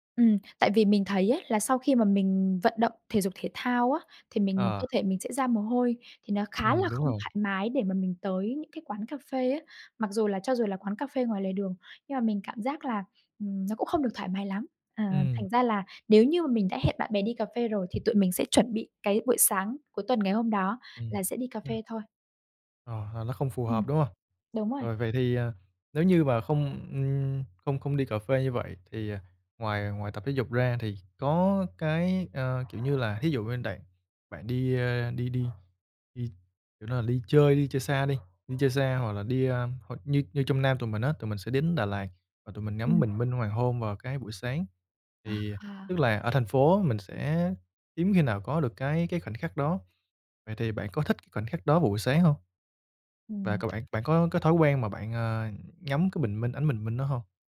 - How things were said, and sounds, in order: tapping; dog barking; other background noise
- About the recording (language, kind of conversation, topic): Vietnamese, podcast, Bạn có những thói quen buổi sáng nào?